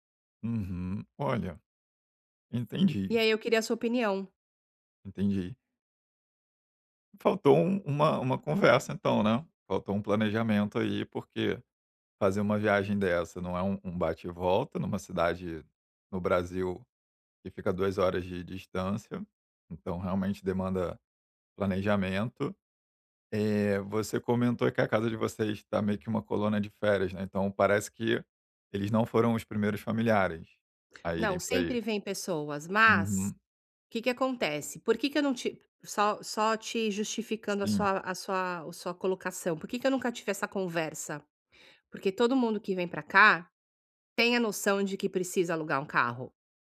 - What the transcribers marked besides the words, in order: none
- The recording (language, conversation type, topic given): Portuguese, advice, Como posso estabelecer limites com familiares próximos sem magoá-los?